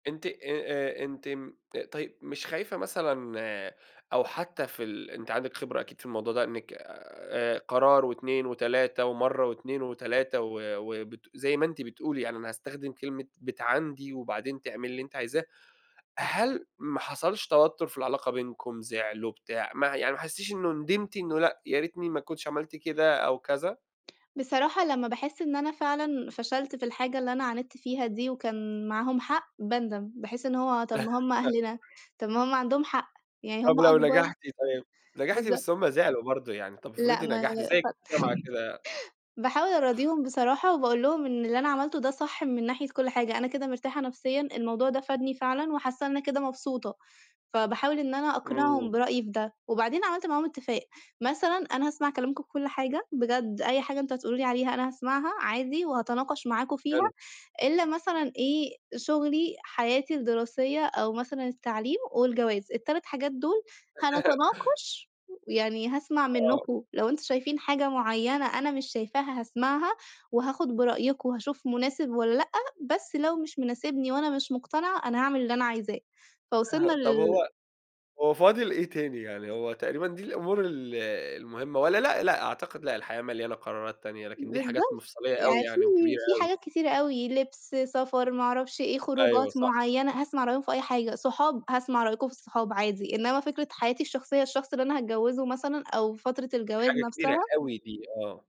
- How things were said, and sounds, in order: tapping; laugh; other background noise; chuckle; laugh
- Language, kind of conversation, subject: Arabic, podcast, إزاي توازن بين احترام العيلة وحقك في الاختيار؟